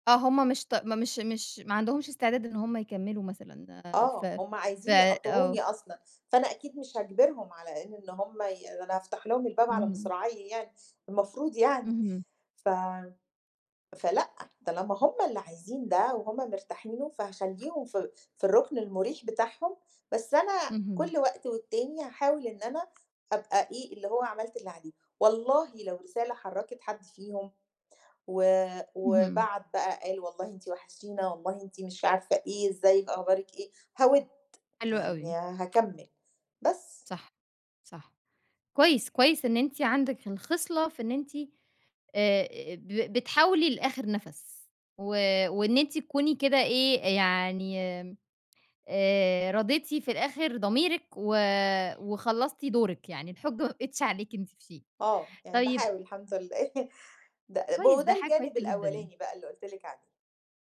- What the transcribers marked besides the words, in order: tapping; chuckle
- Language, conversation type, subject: Arabic, podcast, إمتى تسعى للمصالحة وإمتى تبقى المسافة أحسن؟